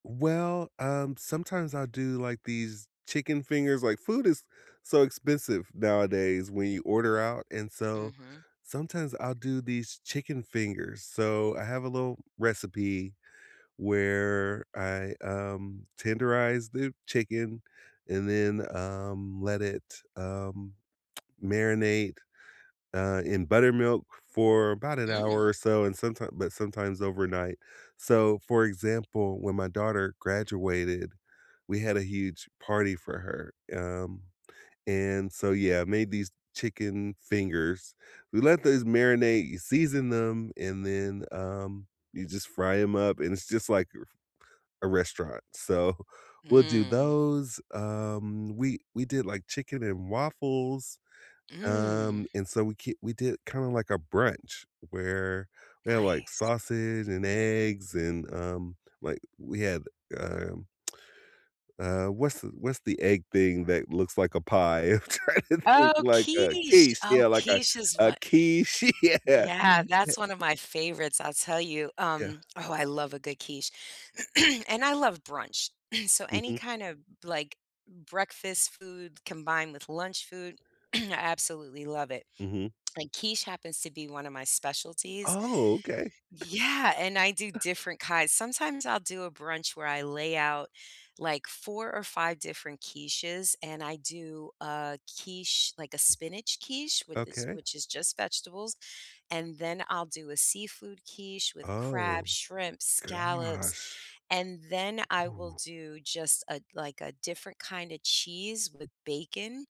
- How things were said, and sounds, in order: lip smack; laughing while speaking: "so"; other background noise; lip smack; laughing while speaking: "I'm trying to think like … a quiche. Yeah"; throat clearing; throat clearing; lip smack; laugh
- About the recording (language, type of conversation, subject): English, unstructured, What makes a family gathering special for you?
- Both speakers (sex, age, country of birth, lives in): female, 50-54, United States, United States; male, 50-54, United States, United States